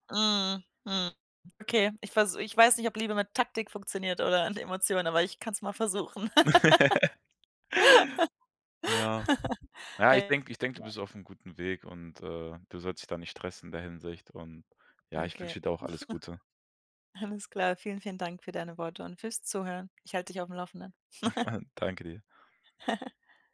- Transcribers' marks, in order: laugh; laugh; chuckle; chuckle
- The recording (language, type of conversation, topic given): German, advice, Wie kann ich mit Ablehnung und Selbstzweifeln umgehen, ohne den Mut zu verlieren?